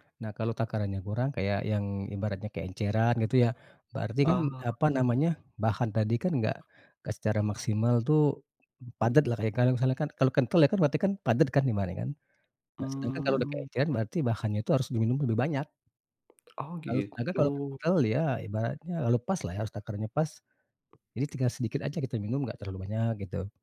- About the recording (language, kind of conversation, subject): Indonesian, podcast, Apa momen paling berkesan saat kamu menjalani hobi?
- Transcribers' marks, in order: unintelligible speech